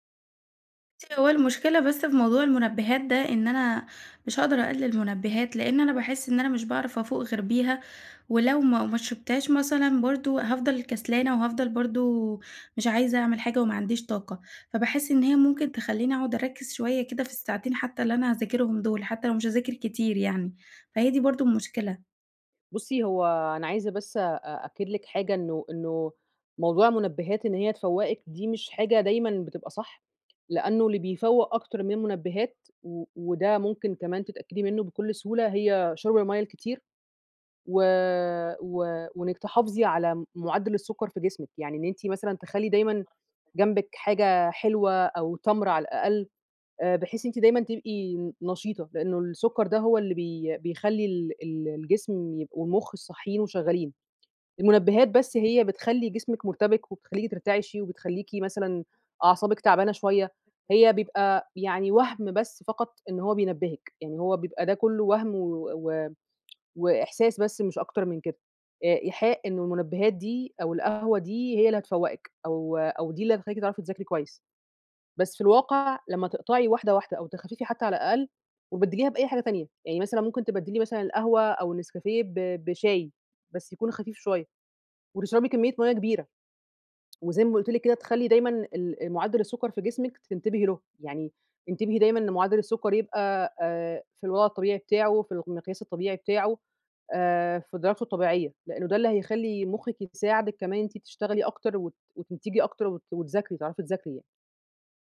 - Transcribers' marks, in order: tapping; other background noise
- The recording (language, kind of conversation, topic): Arabic, advice, ليه بصحى تعبان رغم إني بنام كويس؟